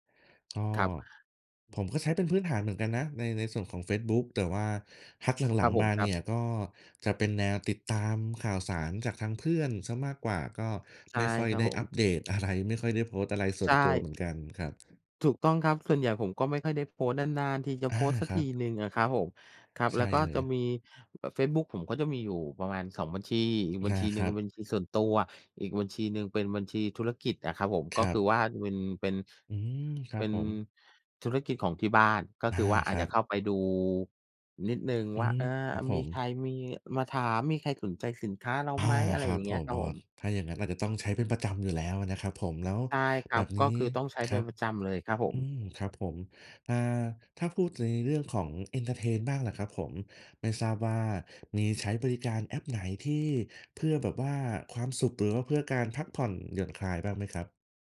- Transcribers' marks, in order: tapping; in English: "เอนเทอร์เทน"
- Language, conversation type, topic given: Thai, unstructured, แอปไหนที่ช่วยให้คุณมีความสุขในวันว่างมากที่สุด?